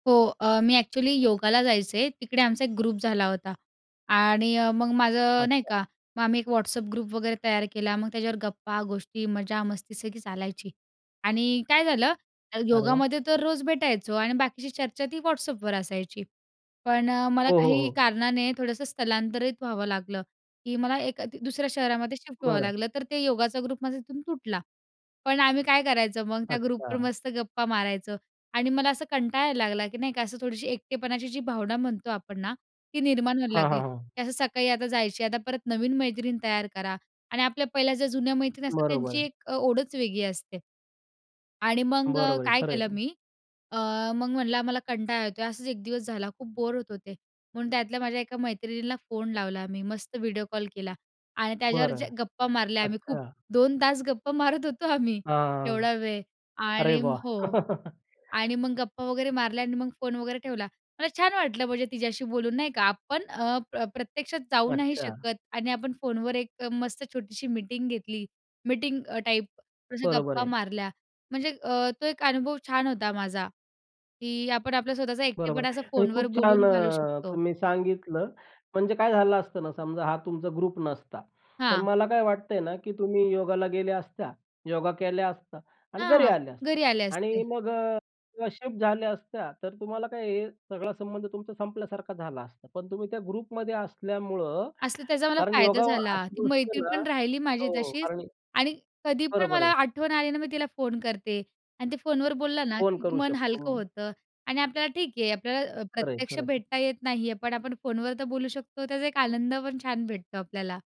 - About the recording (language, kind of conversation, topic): Marathi, podcast, ऑनलाइन समुदायांनी तुमचा एकटेपणा कसा बदलला?
- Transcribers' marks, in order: in English: "ग्रुप"; tapping; in English: "ग्रुप"; in English: "ग्रुप"; in English: "ग्रुपवर"; laughing while speaking: "होतो आम्ही"; laugh; in English: "ग्रुप"; other noise; in English: "ग्रुपमध्ये"